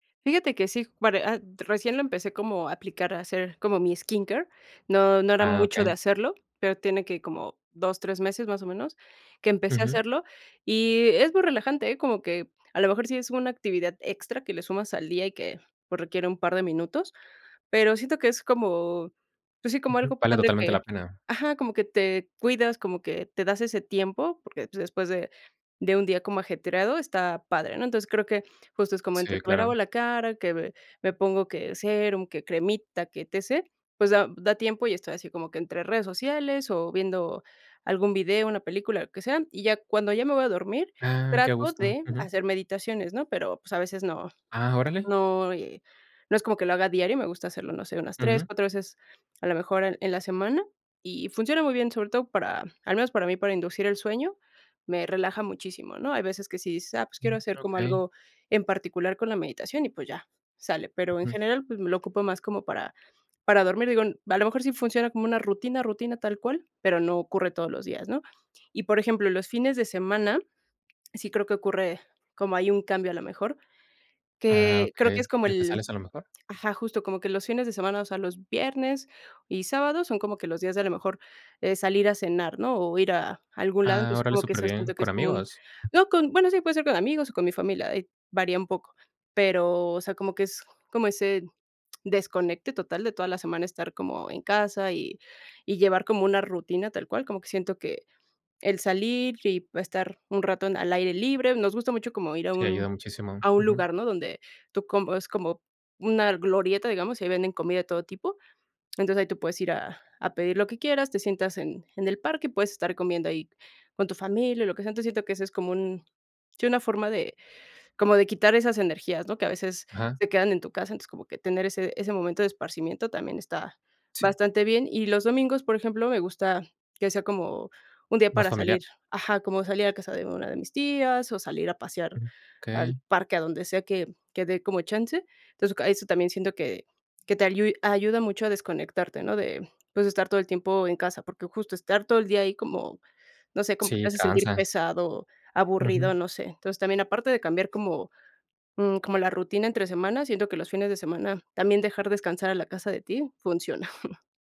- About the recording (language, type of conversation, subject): Spanish, podcast, ¿Qué estrategias usas para evitar el agotamiento en casa?
- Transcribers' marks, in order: other background noise; tapping; other noise; chuckle